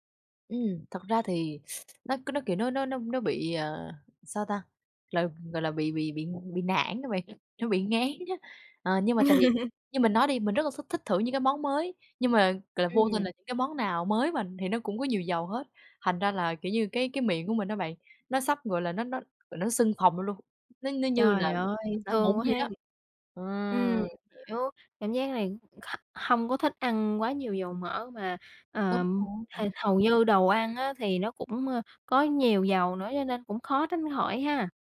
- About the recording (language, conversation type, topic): Vietnamese, podcast, Bạn thay đổi thói quen ăn uống thế nào khi đi xa?
- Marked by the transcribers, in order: horn; other noise; other background noise; tapping; laughing while speaking: "ngán"; laugh